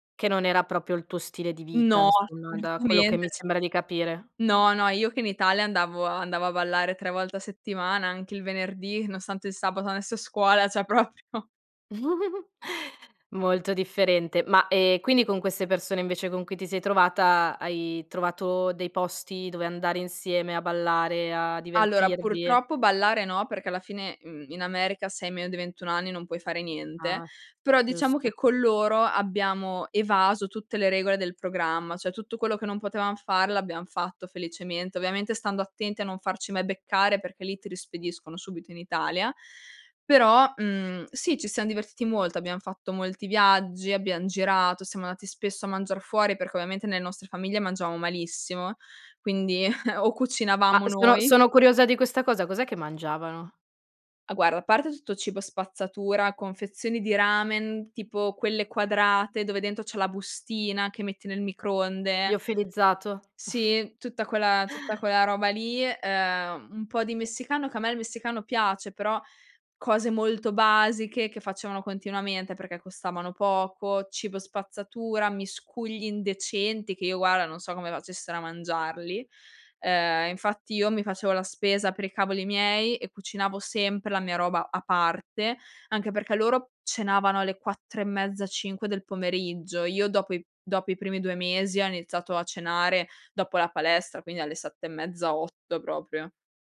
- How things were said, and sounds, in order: "proprio" said as "propio"; laughing while speaking: "cioè propio"; "proprio" said as "propio"; chuckle; "cioè" said as "ce"; laughing while speaking: "quindi"; chuckle; "proprio" said as "propio"
- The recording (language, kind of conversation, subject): Italian, podcast, Qual è stato il tuo primo periodo lontano da casa?
- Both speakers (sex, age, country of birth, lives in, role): female, 20-24, Italy, Italy, guest; female, 30-34, Italy, Italy, host